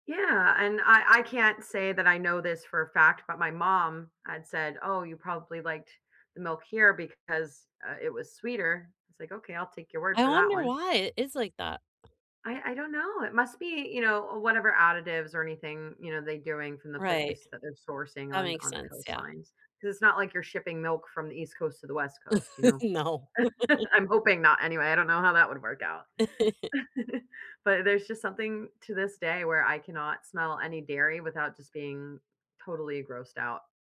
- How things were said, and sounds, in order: chuckle; laughing while speaking: "No"; laugh; chuckle
- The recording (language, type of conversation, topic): English, unstructured, What is one smell that takes you back to your past?
- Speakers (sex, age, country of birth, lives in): female, 35-39, United States, United States; female, 50-54, United States, United States